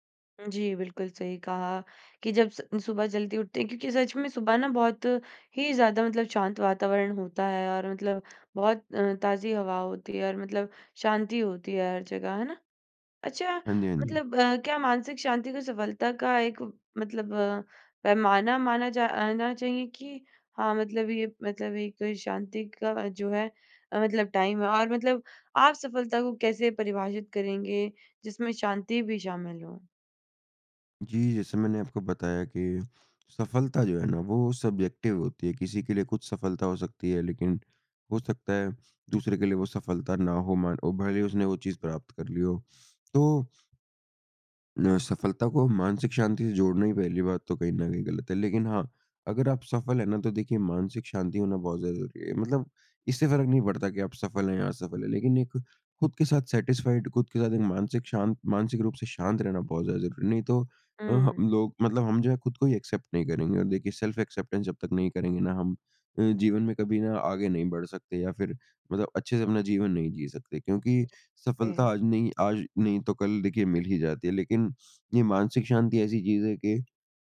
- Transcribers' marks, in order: in English: "टाइम"; in English: "सब्ज़ेक्टिव"; in English: "सैटिस्फाइड"; in English: "एक्सेप्ट"; in English: "सेल्फ एक्सेप्टेंस"; unintelligible speech
- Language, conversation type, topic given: Hindi, podcast, क्या मानसिक शांति सफलता का एक अहम हिस्सा है?